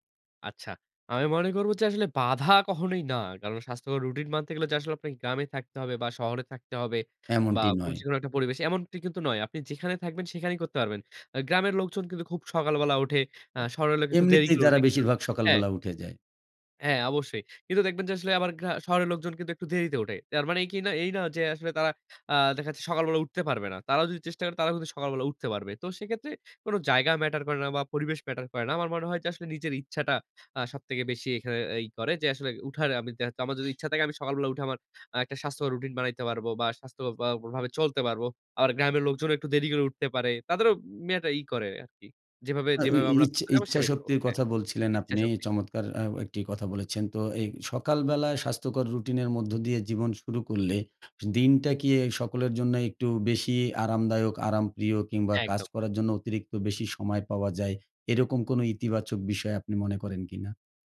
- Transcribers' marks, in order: anticipating: "বাধা কখনোই না"; "অবশ্যই" said as "আবশ্যই"; "দেখা" said as "দেহা"; horn; bird
- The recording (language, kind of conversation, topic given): Bengali, podcast, তুমি কীভাবে একটি স্বাস্থ্যকর সকালের রুটিন তৈরি করো?